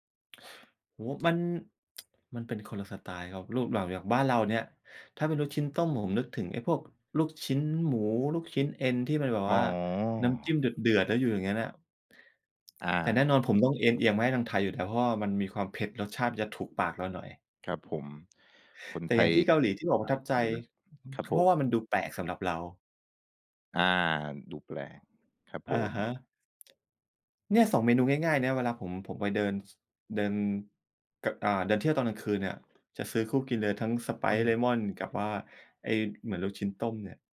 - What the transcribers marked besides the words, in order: tapping; drawn out: "อ๋อ"; other background noise
- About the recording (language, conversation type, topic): Thai, podcast, คุณมีอาหารริมทางที่ชอบที่สุดจากการเดินทางไหม เล่าให้ฟังหน่อย?